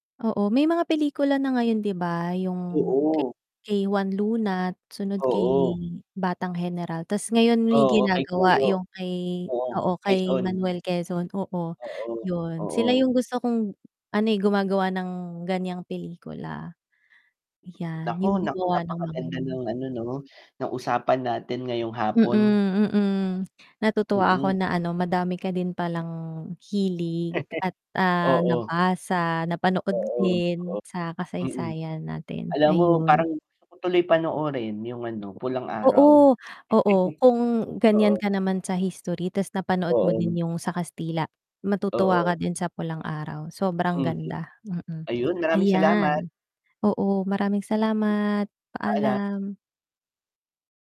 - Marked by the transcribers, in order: static; distorted speech; tapping; lip smack; chuckle; chuckle
- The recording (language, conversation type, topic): Filipino, unstructured, Ano ang paborito mong kuwento mula sa kasaysayan ng Pilipinas?